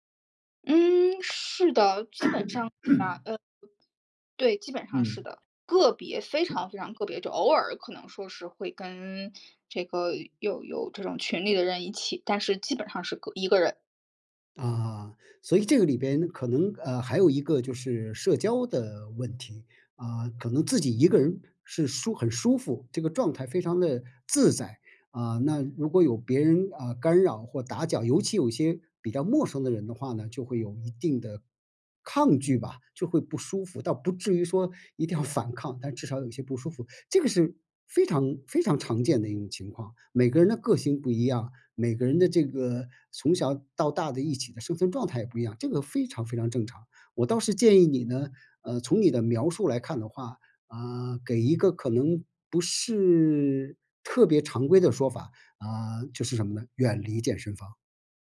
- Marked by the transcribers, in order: cough; other noise; laughing while speaking: "一定要反抗"
- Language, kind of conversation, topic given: Chinese, advice, 在健身房时我总会感到害羞或社交焦虑，该怎么办？
- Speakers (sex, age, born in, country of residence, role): female, 35-39, China, Spain, user; male, 55-59, China, United States, advisor